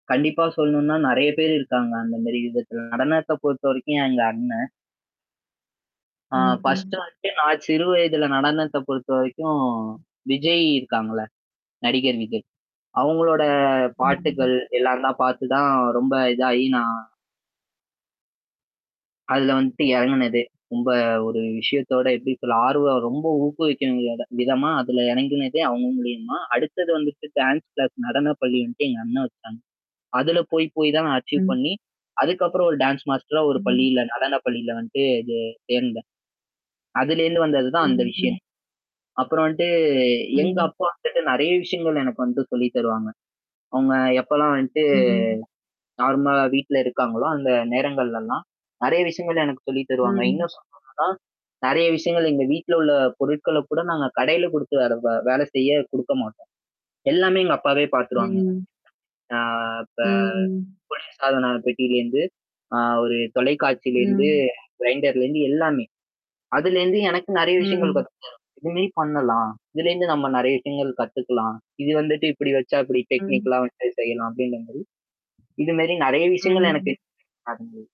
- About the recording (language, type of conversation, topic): Tamil, podcast, ஒரு செயலில் முன்னேற்றம் அடைய ஒரு வழிகாட்டி எப்படிப் உதவலாம்?
- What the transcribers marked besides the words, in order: other background noise; mechanical hum; static; in English: "ஃபர்ஸ்ட்"; distorted speech; "வந்துட்டு" said as "வந்ட்டு"; tapping; "வந்துட்டு" said as "வந்ட்டு"; "ஊக்குவிக்கிற" said as "ஊக்குவிங்கத"; in English: "டான்ஸ் கிளாஸ்"; in English: "அச்சீவ்"; in English: "டான்ஸ் மாஸ்டரா"; "வந்துட்டு" said as "வந்ட்டு"; "வந்துட்டு" said as "வந்ட்டு"; "வந்துட்டு" said as "வந்ட்டு"; in English: "நார்மலா"; in English: "டெக்னிக்கலா"